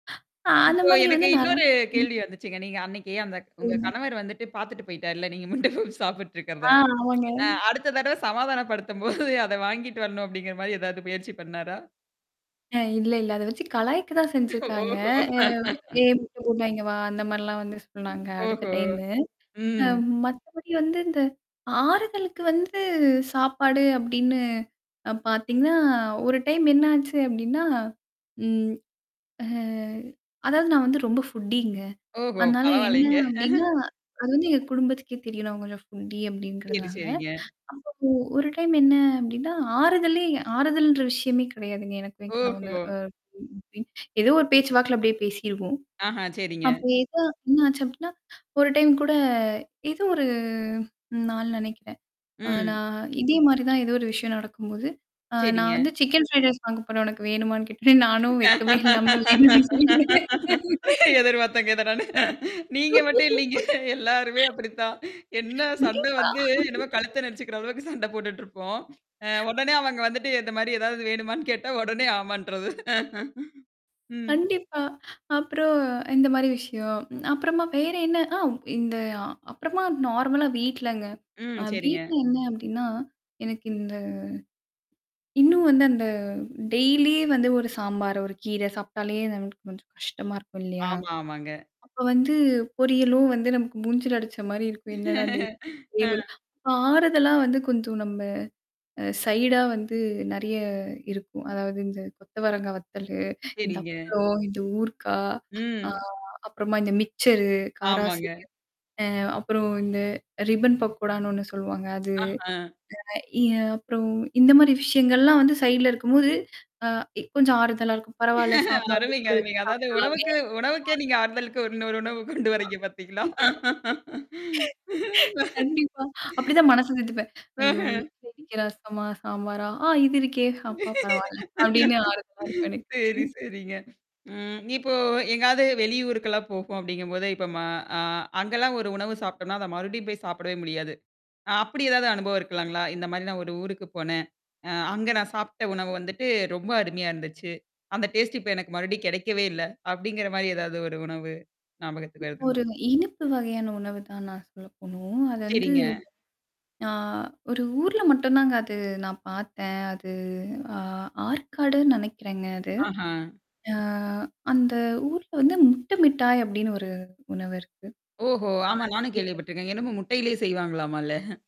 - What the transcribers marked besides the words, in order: static; other noise; distorted speech; tapping; laughing while speaking: "நீங்க முட்ட பப்ஸ் சாப்பிட்டுட்டு இருக்கிறத"; laughing while speaking: "சமாதானப்படுத்தும்போது"; mechanical hum; laughing while speaking: "ஓஹோ!"; unintelligible speech; in English: "டைமு"; in English: "டைம்"; drawn out: "ஹ"; in English: "ஃபுட்டிங்க"; chuckle; in English: "ஃபுட்டி"; other background noise; in English: "டைம்"; unintelligible speech; in English: "டைம்"; drawn out: "ஒரு"; in English: "சிக்கன் ஃப்ரைட் ரைஸ்"; "கேட்டார்" said as "கேட்ட"; laughing while speaking: "எதிர் பார்த்தேங்க, இத நானு. நீங்க … கேட்டா, உடனே ஆமான்ட்டர்றது"; laughing while speaking: "வேணும்ன்னே சொல்லிட்டேன்"; unintelligible speech; laughing while speaking: "கண்டிப்பா"; in English: "நார்மலா"; drawn out: "இந்த"; in English: "டெய்லி"; laugh; "டெய்லி" said as "டெய்"; in English: "சைடா"; drawn out: "ஆ"; in English: "சைட்ல"; laughing while speaking: "அருமைங்க, அருமைங்க. அதாவது உணவுக்கு உணவுக்கே நீங்க ஆறுதலுக்கு இன்னொரு உணவு கொண்டு வர்றீங்க பாத்தீங்களா?"; unintelligible speech; laugh; laughing while speaking: "சரி, சரிங்க. ம்"; chuckle; "போறோம்" said as "போகோம்"; in English: "டேஸ்ட்"; drawn out: "அ"; "செய்வாங்களாம்ல?" said as "செய்வாங்களமல்ல?"; chuckle
- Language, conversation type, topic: Tamil, podcast, உங்களுக்கு ஆறுதல் தரும் உணவு எது, அது ஏன் உங்களுக்கு ஆறுதலாக இருக்கிறது?